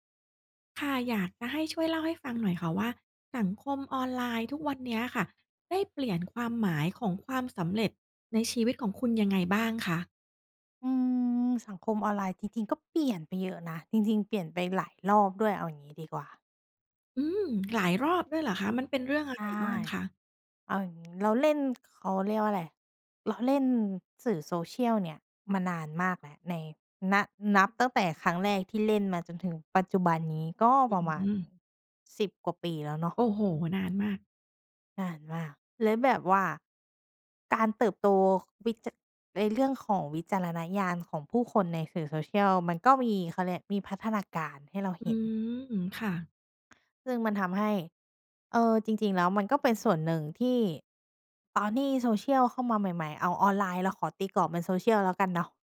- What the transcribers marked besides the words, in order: tapping
- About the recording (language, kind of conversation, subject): Thai, podcast, สังคมออนไลน์เปลี่ยนความหมายของความสำเร็จอย่างไรบ้าง?